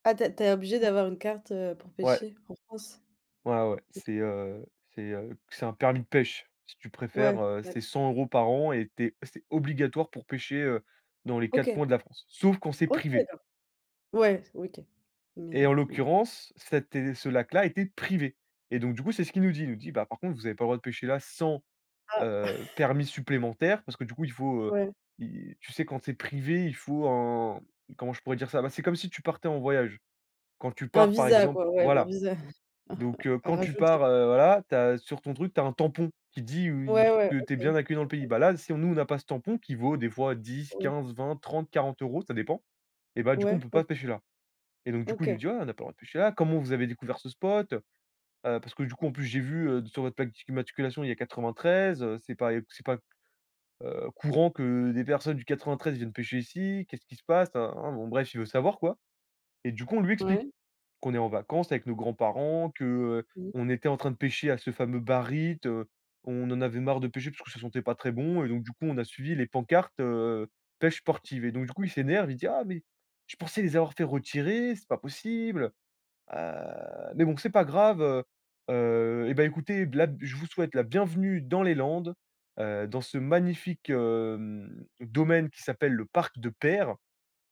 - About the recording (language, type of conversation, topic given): French, podcast, Quelle rencontre imprévue t’a fait découvrir un endroit secret ?
- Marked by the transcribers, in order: tapping; chuckle; chuckle; "d'immatriculation" said as "d'iqmmatriculation"; drawn out: "hem"